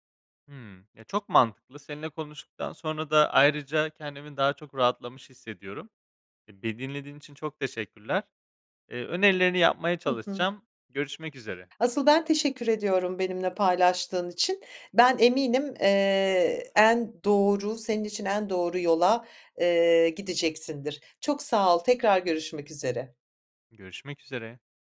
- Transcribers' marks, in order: other background noise
- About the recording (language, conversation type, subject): Turkish, advice, İş yerinde büyük bir rol değişikliği yaşadığınızda veya yeni bir yönetim altında çalışırken uyum süreciniz nasıl ilerliyor?